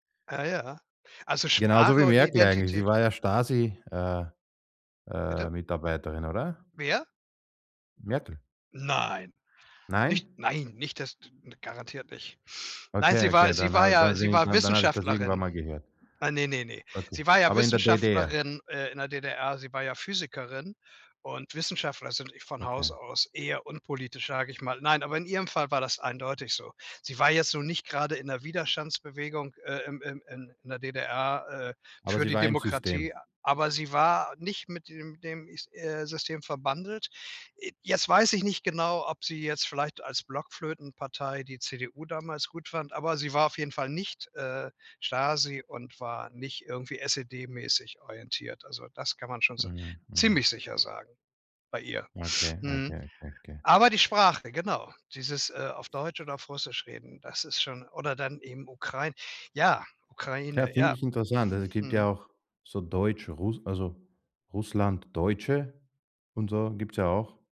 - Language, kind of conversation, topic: German, podcast, Was bedeutet Sprache für deine Identität?
- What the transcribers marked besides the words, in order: other background noise; unintelligible speech